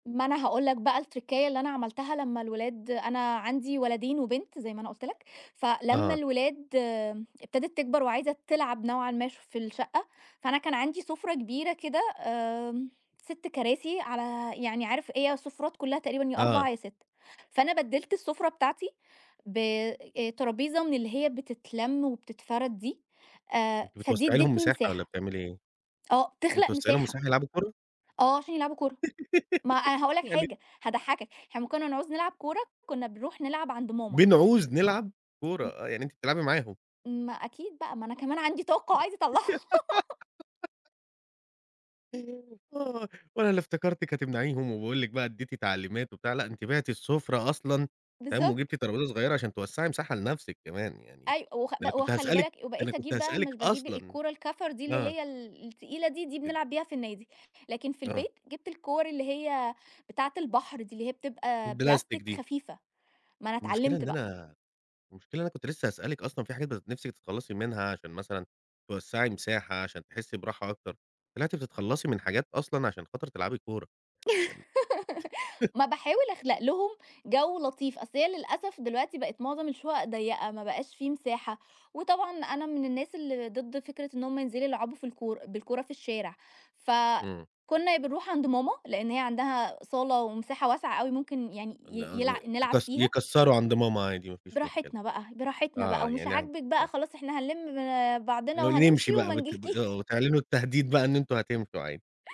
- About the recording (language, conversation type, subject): Arabic, podcast, إزاي بتنظّم مساحة صغيرة عشان تحسّ بالراحة؟
- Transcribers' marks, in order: in English: "التركّاية"; giggle; tapping; giggle; laughing while speaking: "أطلّعها"; laugh; unintelligible speech; laugh; chuckle; laughing while speaking: "وما نجلكيش"; unintelligible speech